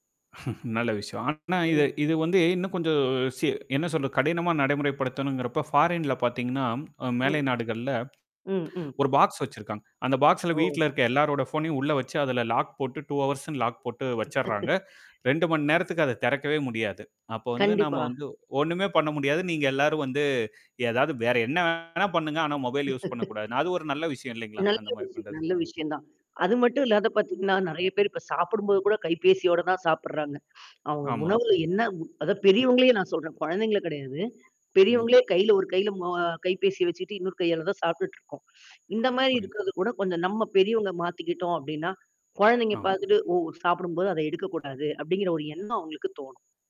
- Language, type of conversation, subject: Tamil, podcast, ஸ்மார்ட்போன் பயன்படுத்தும் பழக்கத்தை எப்படிக் கட்டுப்படுத்தலாம்?
- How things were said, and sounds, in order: laugh; distorted speech; tapping; in English: "ஃபாரின்ல்ல"; in English: "லாக்"; in English: "டூ ஹார்ஸ்னு லாக்"; other background noise; laugh; static; in English: "மொபைல் யூஸ்"; laugh; mechanical hum; other noise